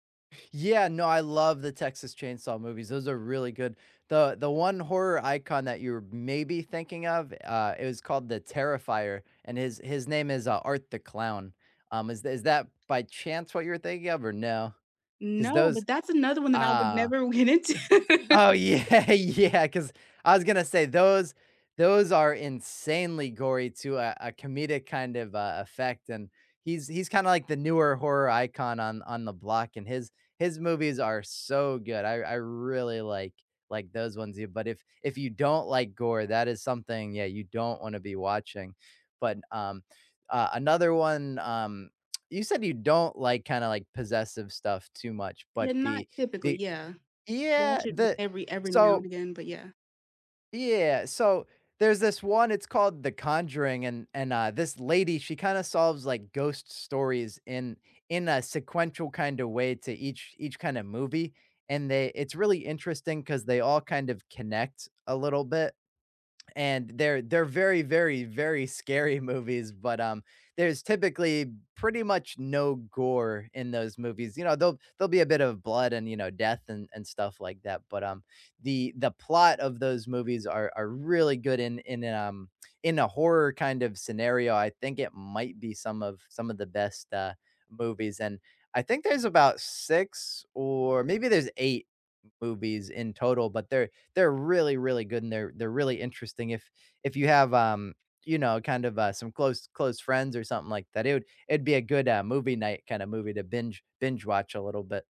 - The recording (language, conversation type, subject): English, unstructured, What comfort movies do you rewatch, and which scenes do you quote?
- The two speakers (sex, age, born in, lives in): female, 20-24, United States, United States; male, 30-34, United States, United States
- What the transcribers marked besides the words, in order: laughing while speaking: "get into"; laughing while speaking: "yeah, yeah"; laugh; tsk